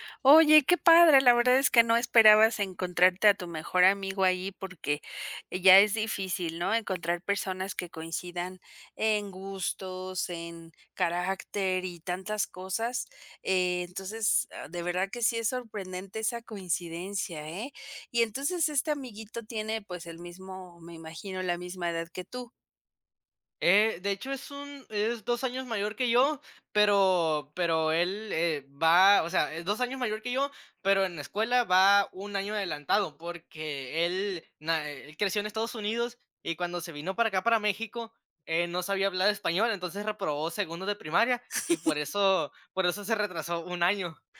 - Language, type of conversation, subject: Spanish, podcast, ¿Has conocido a alguien por casualidad que haya cambiado tu mundo?
- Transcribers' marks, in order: chuckle